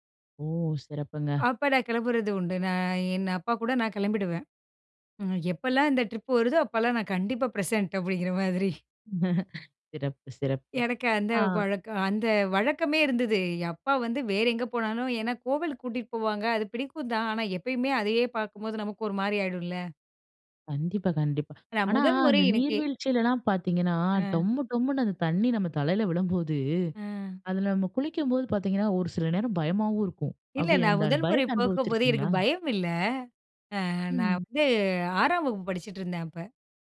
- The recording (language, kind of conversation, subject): Tamil, podcast, நீர்வீழ்ச்சியை நேரில் பார்த்தபின் உங்களுக்கு என்ன உணர்வு ஏற்பட்டது?
- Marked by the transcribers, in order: laughing while speaking: "அப்பிடிங்கிற மாதிரி"; chuckle